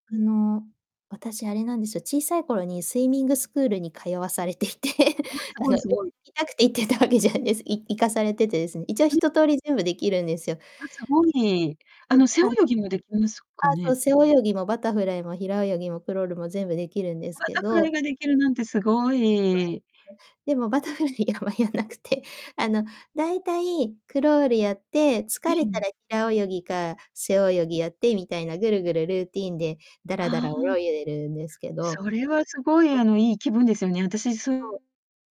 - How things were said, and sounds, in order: laughing while speaking: "通わされていて"; chuckle; distorted speech; unintelligible speech; "バタフライ" said as "バトフルイ"
- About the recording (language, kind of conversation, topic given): Japanese, unstructured, 運動すると、どんな気分になりますか？